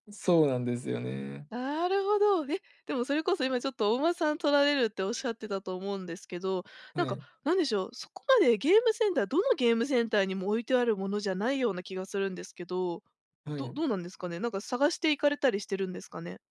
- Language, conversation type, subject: Japanese, advice, 毎月の浪費癖で後悔するのをやめたい
- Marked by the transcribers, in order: none